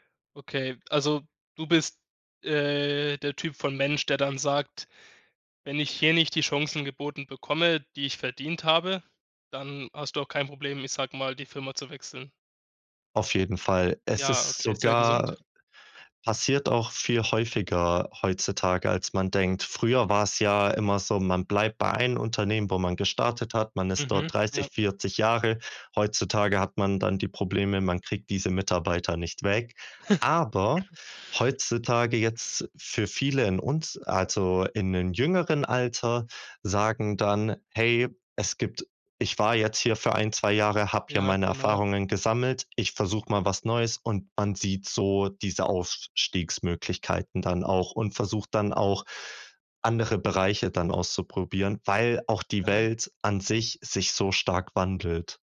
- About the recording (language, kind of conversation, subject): German, podcast, Wie entscheidest du zwischen Beruf und Privatleben?
- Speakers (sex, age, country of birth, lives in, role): male, 20-24, Germany, Germany, guest; male, 20-24, Germany, Germany, host
- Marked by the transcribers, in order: chuckle; stressed: "Aber"; other background noise